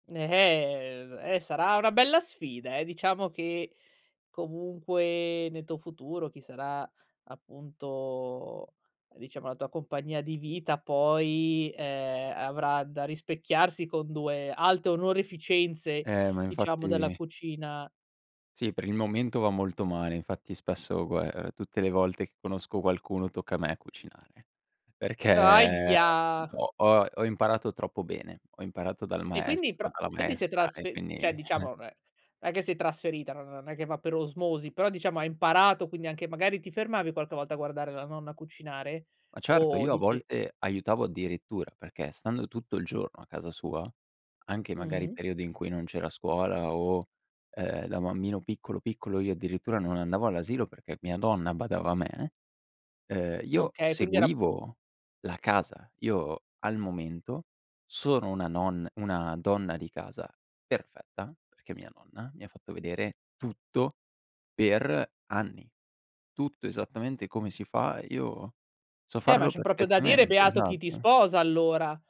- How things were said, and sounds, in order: "cioè" said as "ceh"; scoff
- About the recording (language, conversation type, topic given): Italian, podcast, Cosa significa per te il cibo della nonna?